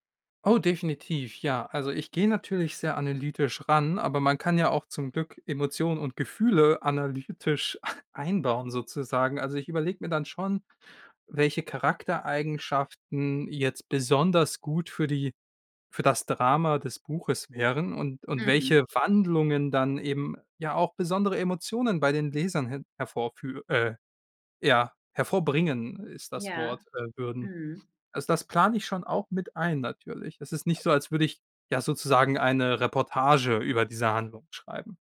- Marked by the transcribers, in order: chuckle
- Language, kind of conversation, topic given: German, podcast, Was macht eine fesselnde Geschichte aus?